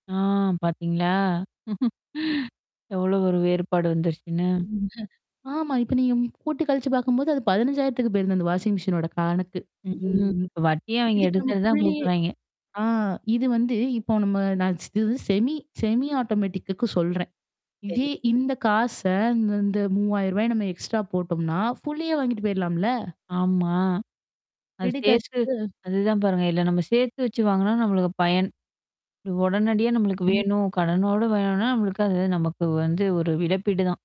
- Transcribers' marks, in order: static; laugh; distorted speech; in English: "வாஷிங் மெஷினோட"; mechanical hum; in English: "செமி செமி ஆட்டோமேட்டக்குக்கு"; in English: "எக்ஸ்ட்ரா"; other background noise; in English: "ஃபுல்லியே"; in English: "ரெடி கேஷ்க்கு"
- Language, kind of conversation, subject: Tamil, podcast, கடன் எடுத்தது தவறு என்று பின்னர் உணர்ந்தபோது, அதைப் பற்றி நீங்கள் எப்படி வருந்தினீர்கள்?